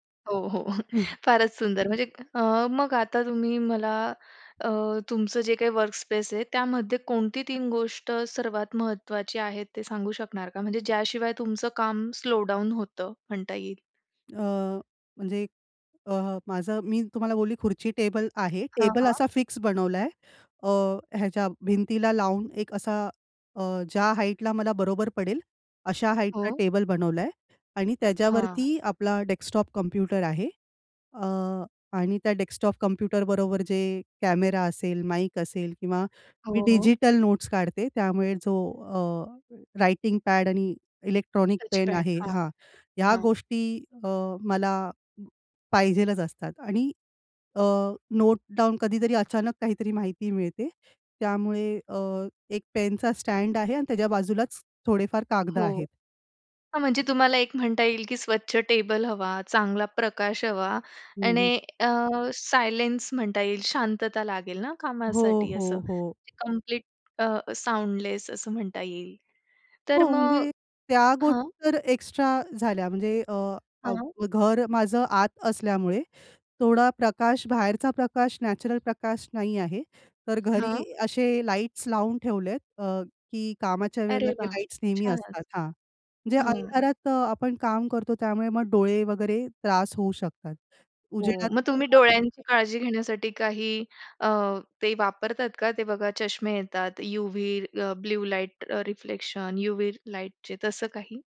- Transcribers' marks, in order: chuckle; laughing while speaking: "फारच सुंदर म्हणजे"; in English: "वर्कस्पेस"; in English: "स्लो डाउन"; in English: "डेस्कटॉप"; in English: "डेस्कटॉप"; in English: "रायटिंग पॅड"; in English: "टचपॅड"; in English: "नोट डाउन"; other background noise; in English: "सायलेन्स"; in English: "साउंडलेस"; unintelligible speech; in English: "ब्लू लाईट रिफ्लेक्शन"
- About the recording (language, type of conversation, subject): Marathi, podcast, कार्यक्षम कामाची जागा कशी तयार कराल?